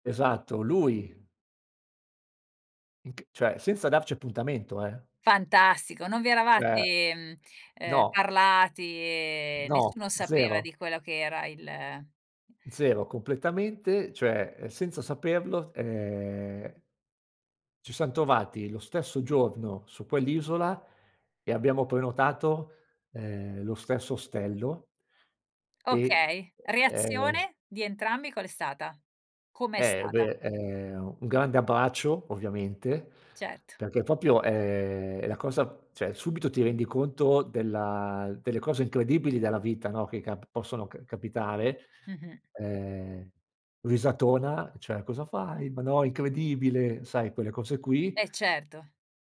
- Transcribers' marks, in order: stressed: "Fantastico"; "abbraccio" said as "abbaccio"; "proprio" said as "popio"; "cioè" said as "ceh"; drawn out: "della"; "Cioè" said as "ceh"
- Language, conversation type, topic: Italian, podcast, Puoi raccontarmi di un incontro casuale che ti ha fatto ridere?